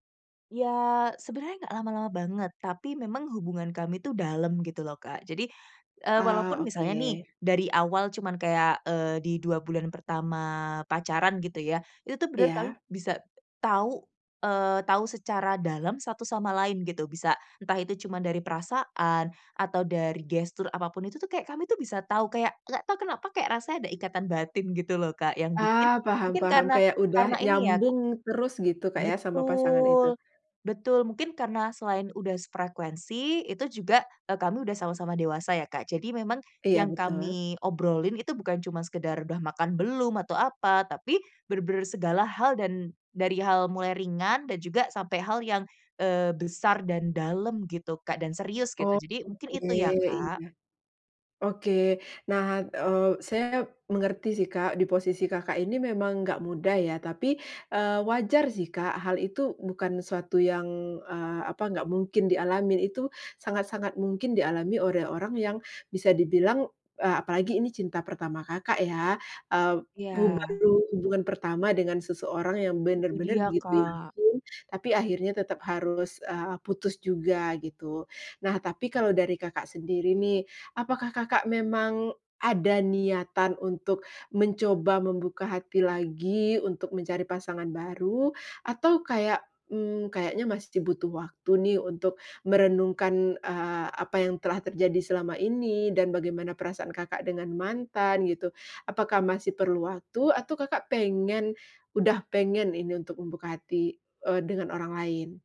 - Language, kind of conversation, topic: Indonesian, advice, Bagaimana cara mengatasi rasa takut membuka hati lagi setelah patah hati sebelumnya?
- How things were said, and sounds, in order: other background noise